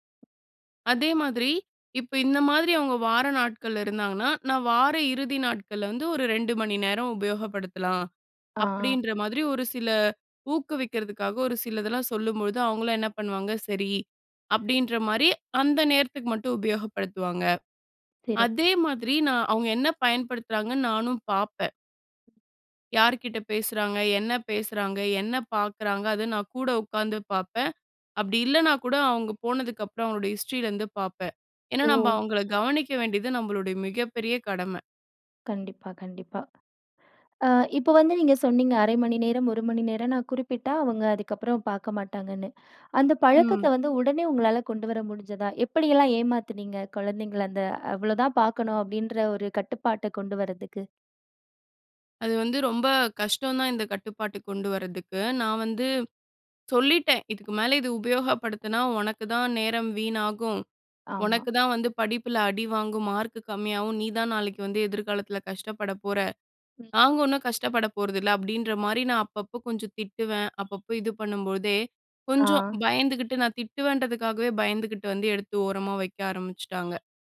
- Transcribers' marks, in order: other noise; other background noise; horn
- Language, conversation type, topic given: Tamil, podcast, குழந்தைகளின் திரை நேரத்தை நீங்கள் எப்படி கையாள்கிறீர்கள்?